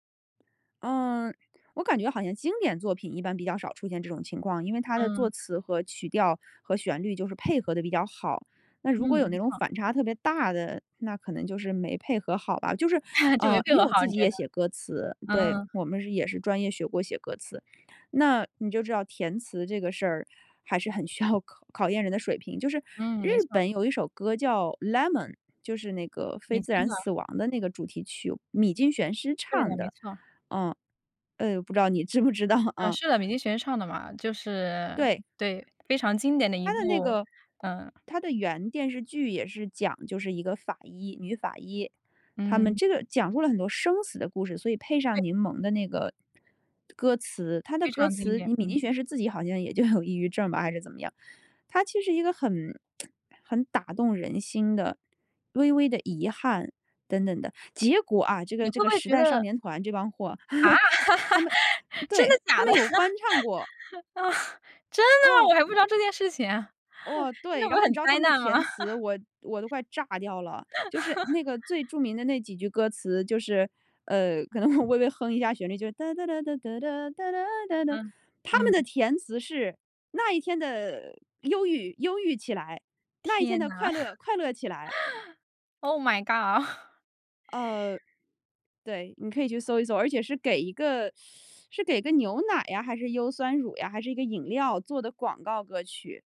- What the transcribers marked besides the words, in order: chuckle; laughing while speaking: "知不知道"; laughing while speaking: "就有"; tsk; laughing while speaking: "啊？真的假的？啊，真的吗？我 … 不是很灾难吗？"; chuckle; other background noise; laugh; laughing while speaking: "可能"; singing: "哒 哒 哒 哒 哒 哒 哒 哒 哒 哒"; laugh; in English: "Oh my god"; chuckle; teeth sucking
- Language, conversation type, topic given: Chinese, podcast, 你觉得语言（母语或外语）会影响你听歌的体验吗？